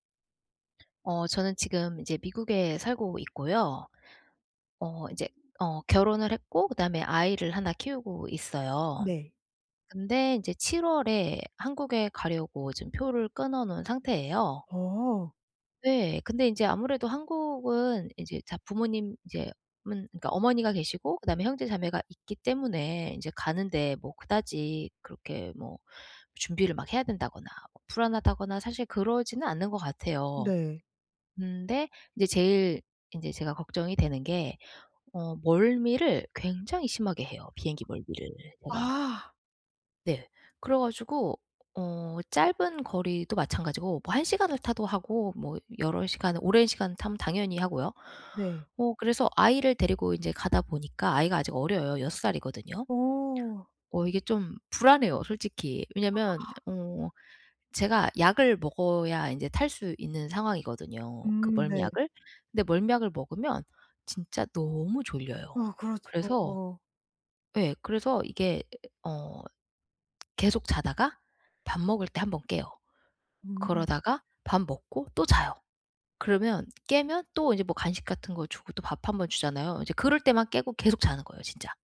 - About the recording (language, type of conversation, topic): Korean, advice, 여행 전에 불안과 스트레스를 어떻게 관리하면 좋을까요?
- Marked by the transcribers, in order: other background noise